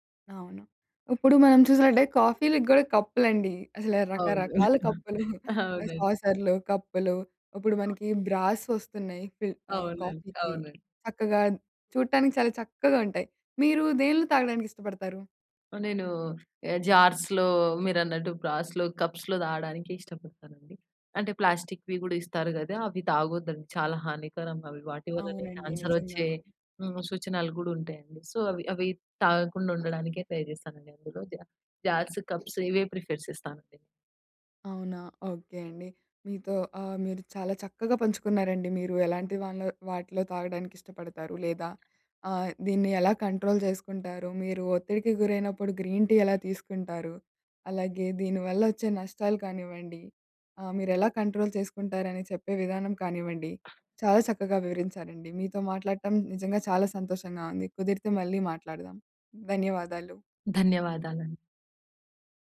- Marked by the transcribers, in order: chuckle; other noise; in English: "బ్రాస్"; other background noise; in English: "జార్స్‌లో"; in English: "బ్రాస్‌లో, కప్స్‌లో"; in English: "ప్లాస్టిక్‌వి"; in English: "సో"; in English: "ట్రై"; in English: "జా జార్స్, కప్స్"; in English: "ప్రిఫర్"; in English: "కంట్రోల్"; in English: "గ్రీన్ టీ"; in English: "కంట్రోల్"
- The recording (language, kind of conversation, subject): Telugu, podcast, కాఫీ మీ రోజువారీ శక్తిని ఎలా ప్రభావితం చేస్తుంది?